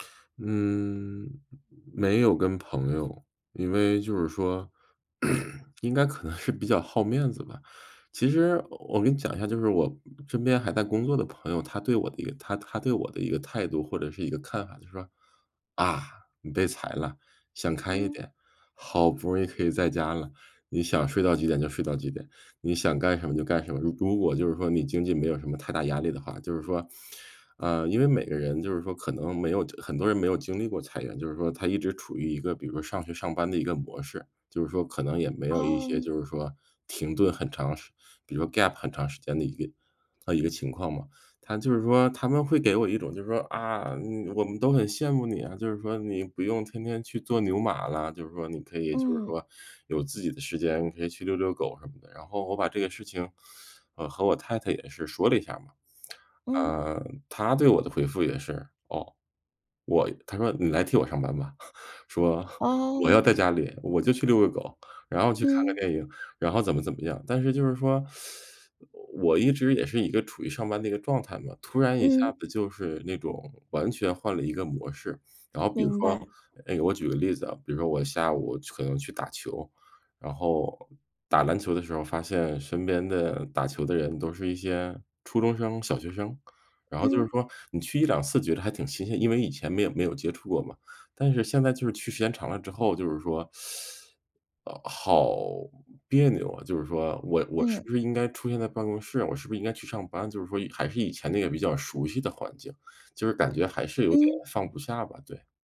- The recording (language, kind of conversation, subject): Chinese, advice, 当熟悉感逐渐消失时，我该如何慢慢放下并适应？
- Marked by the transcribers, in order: throat clearing; laughing while speaking: "可能是"; other background noise; in English: "gap"; lip smack; tapping; chuckle; teeth sucking; teeth sucking